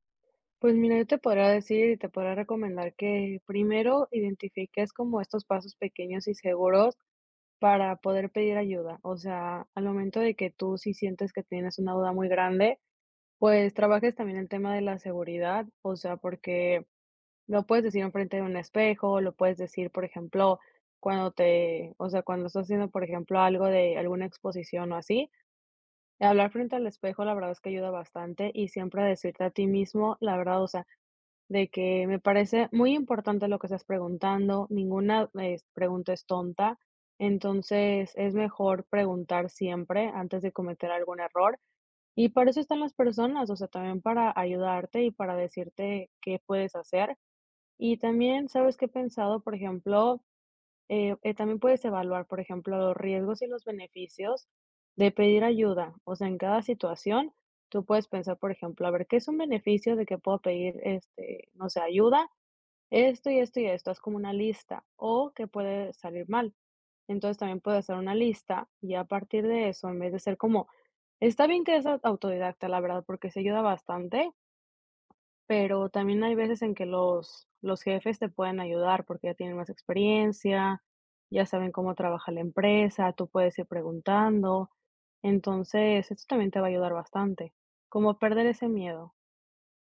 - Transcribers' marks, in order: other background noise
- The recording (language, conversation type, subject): Spanish, advice, ¿Cómo te sientes cuando te da miedo pedir ayuda por parecer incompetente?